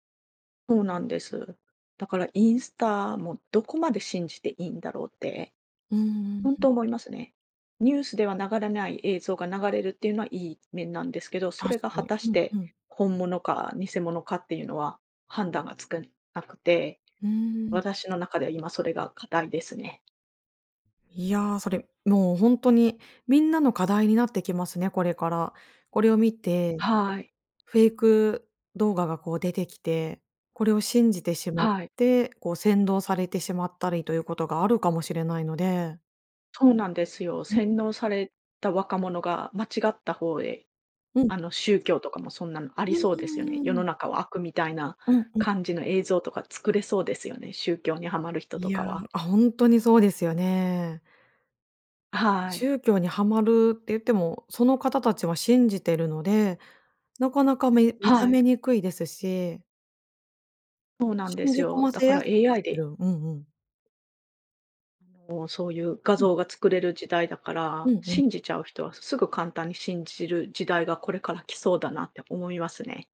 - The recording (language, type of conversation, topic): Japanese, podcast, SNSとうまくつき合うコツは何だと思いますか？
- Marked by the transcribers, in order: tapping